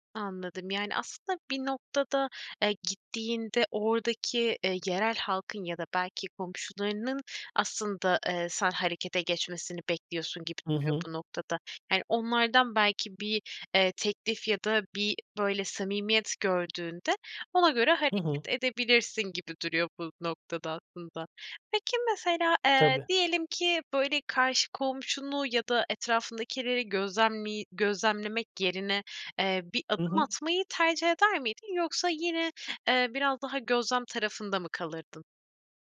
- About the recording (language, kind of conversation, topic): Turkish, podcast, Yeni bir semte taşınan biri, yeni komşularıyla ve mahalleyle en iyi nasıl kaynaşır?
- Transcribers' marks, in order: none